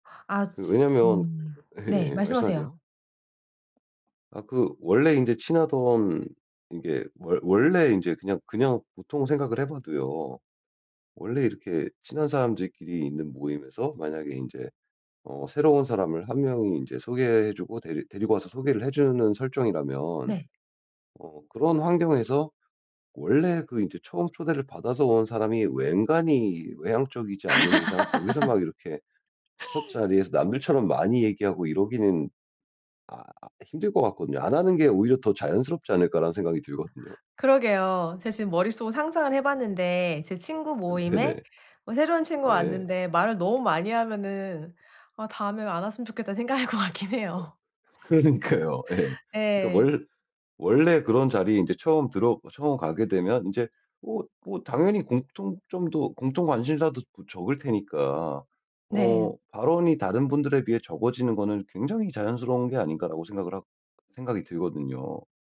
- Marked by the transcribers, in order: laughing while speaking: "예예"; laugh; laughing while speaking: "들거든요"; other noise; laughing while speaking: "생각할 것 같긴"; laughing while speaking: "그러니까요. 예"
- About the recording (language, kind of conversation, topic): Korean, advice, 파티에 초대받아도 대화가 어색할 때 어떻게 하면 좋을까요?